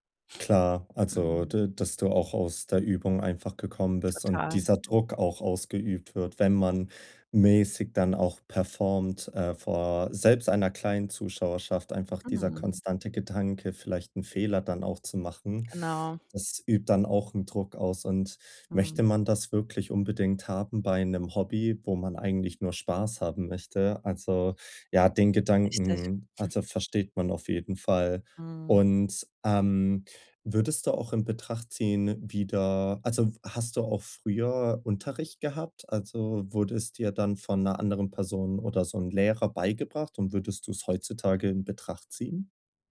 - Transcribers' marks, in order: in English: "performt"; chuckle
- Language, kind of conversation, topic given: German, advice, Wie finde ich Motivation, um Hobbys regelmäßig in meinen Alltag einzubauen?